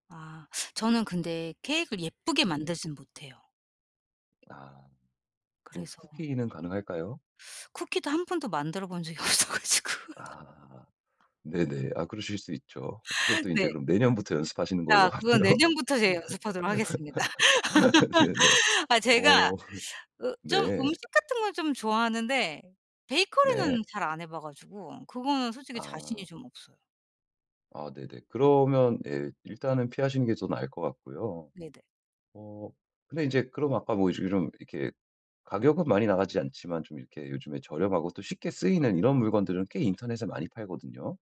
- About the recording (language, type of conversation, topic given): Korean, advice, 예산 안에서 쉽게 멋진 선물을 고르려면 어떤 기준으로 선택하면 좋을까요?
- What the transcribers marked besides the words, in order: other background noise; laughing while speaking: "없어 가지고"; laugh; tapping; laugh; laughing while speaking: "하고요. 네네"; laugh